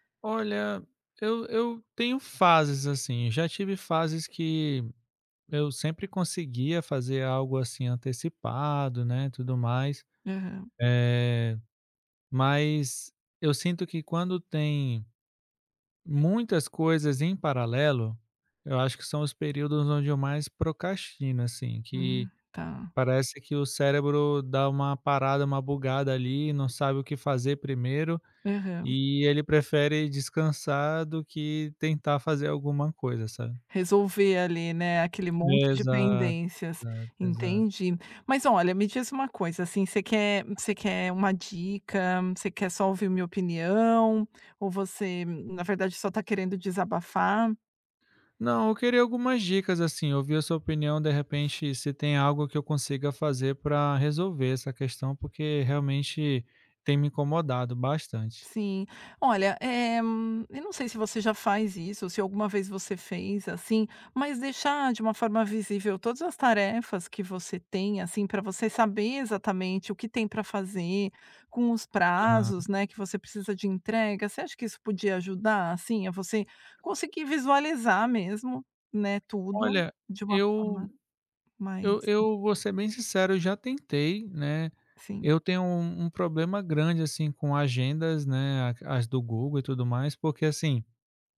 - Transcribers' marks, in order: other background noise; other noise
- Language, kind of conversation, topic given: Portuguese, advice, Como você costuma procrastinar para começar tarefas importantes?